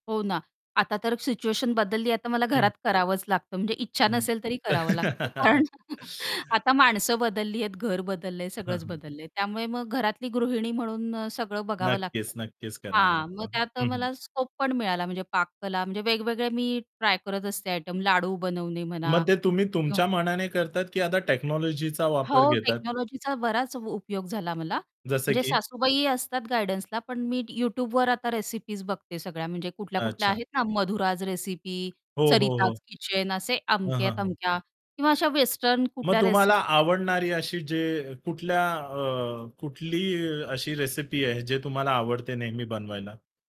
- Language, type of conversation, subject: Marathi, podcast, तंत्रज्ञानाच्या मदतीने जुने छंद अधिक चांगल्या पद्धतीने कसे विकसित करता येतील?
- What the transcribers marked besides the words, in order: tapping; chuckle; static; in English: "टेक्नॉलॉजीचा"; in English: "टेक्नॉलॉजीचा"; distorted speech